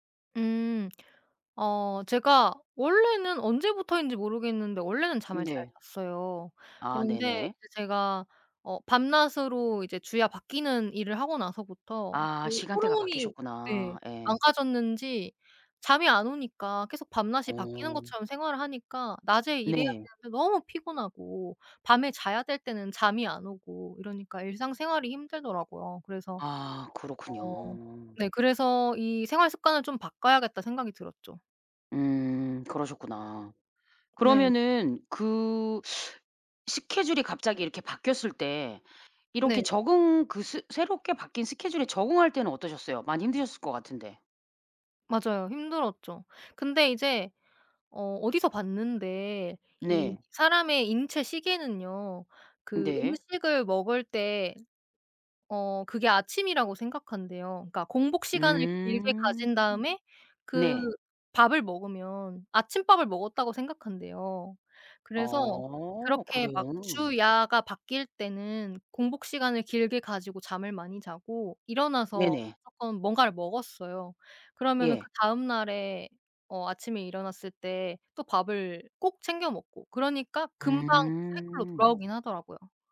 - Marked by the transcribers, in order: teeth sucking; other background noise; tapping
- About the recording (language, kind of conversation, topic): Korean, podcast, 잠을 잘 자려면 평소에 어떤 습관을 지키시나요?